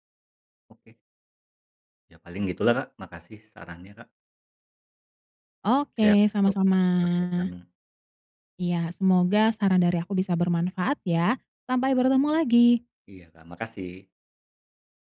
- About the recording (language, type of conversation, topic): Indonesian, advice, Mengapa kamu sering meremehkan waktu yang dibutuhkan untuk menyelesaikan suatu tugas?
- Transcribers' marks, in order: none